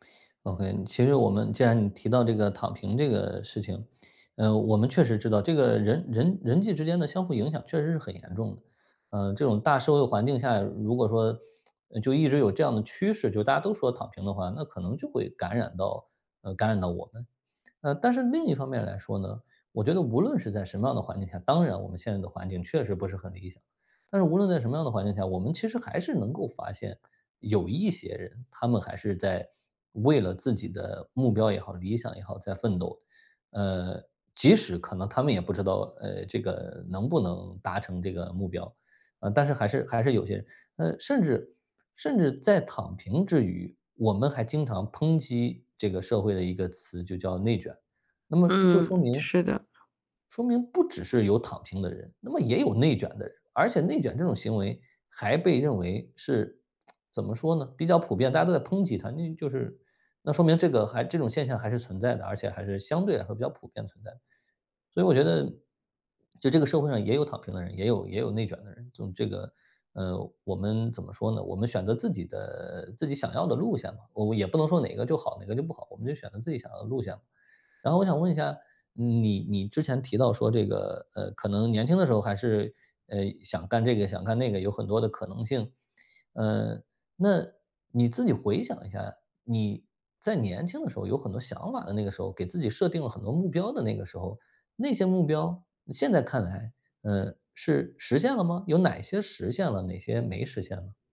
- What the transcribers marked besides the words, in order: lip smack
- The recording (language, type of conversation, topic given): Chinese, advice, 我该如何确定一个既有意义又符合我的核心价值观的目标？
- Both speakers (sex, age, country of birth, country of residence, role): female, 40-44, China, United States, user; male, 35-39, China, Poland, advisor